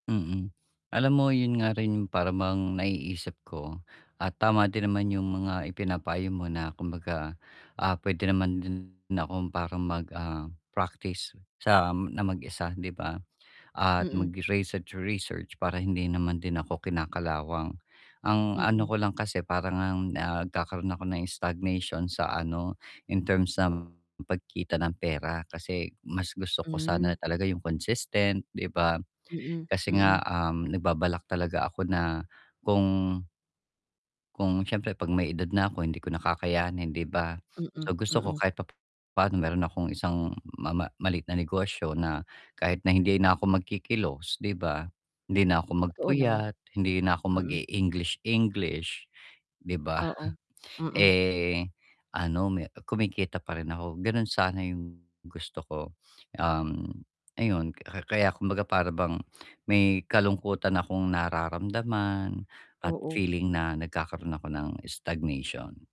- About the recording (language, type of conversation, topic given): Filipino, advice, Paano ako magpapatuloy at lalago kahit pansamantalang bumabagal ang progreso ko?
- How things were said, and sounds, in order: static; other background noise; distorted speech; sniff; tapping; sniff